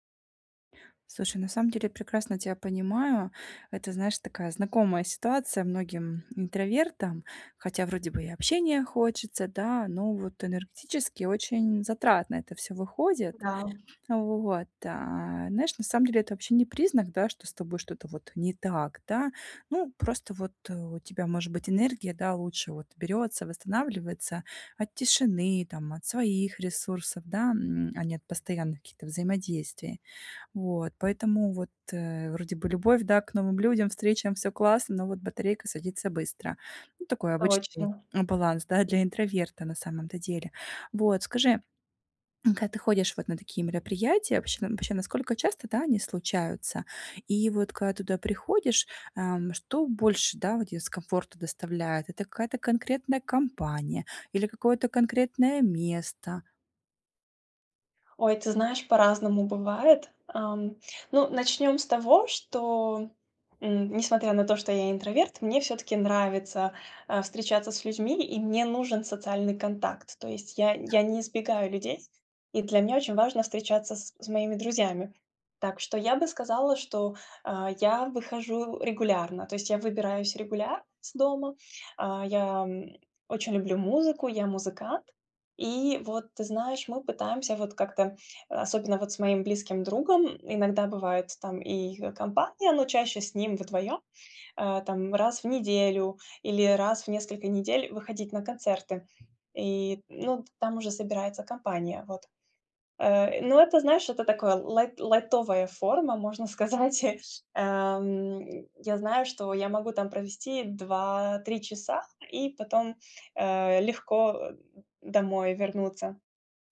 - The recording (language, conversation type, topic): Russian, advice, Как справиться с давлением и дискомфортом на тусовках?
- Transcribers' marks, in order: other background noise; tapping; other noise; chuckle